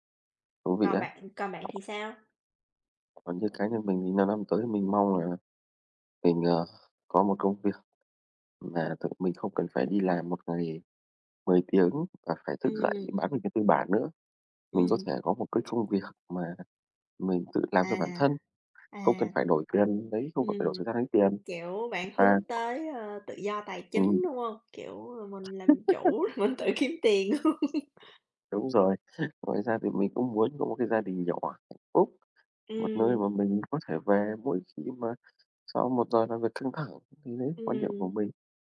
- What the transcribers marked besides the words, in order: tapping; other background noise; laugh; laughing while speaking: "mình tự kiếm tiền, đúng hông?"; chuckle
- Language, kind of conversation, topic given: Vietnamese, unstructured, Bạn mong muốn đạt được điều gì trong 5 năm tới?